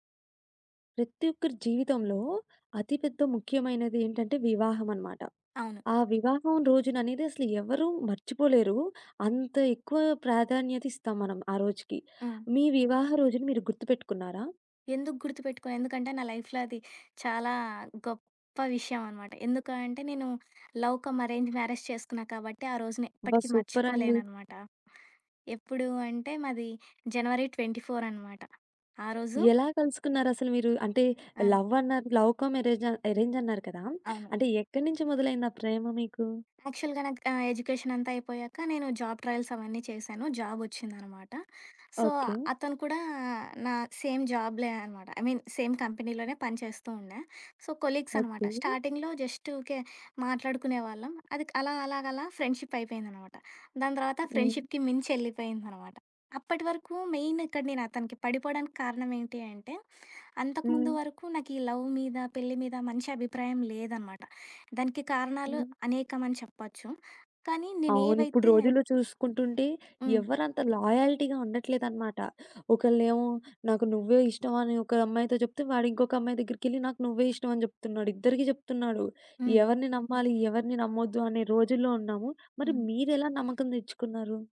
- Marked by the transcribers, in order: in English: "లైఫ్‌లో"; in English: "లవ్ కమ్ అరేంజ్ మ్యారేజ్"; in English: "జనవరి ట్వెంటీ ఫోర్"; in English: "లవ్ కమ్ ఎరేంజ్"; in English: "యాక్చువల్‌గా"; in English: "జాబ్ ట్రయల్స్"; in English: "సో"; in English: "సేమ్"; in English: "ఐ మీన్ సేమ్ కంపెనీలోనే"; in English: "సో, కొలీగ్స్"; in English: "స్టార్టింగ్‌లో"; in English: "ఫ్రెండ్‌షిప్‌కి"; in English: "లవ్"; in English: "లాయల్టీగా"
- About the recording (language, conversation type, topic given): Telugu, podcast, మీ వివాహ దినాన్ని మీరు ఎలా గుర్తుంచుకున్నారు?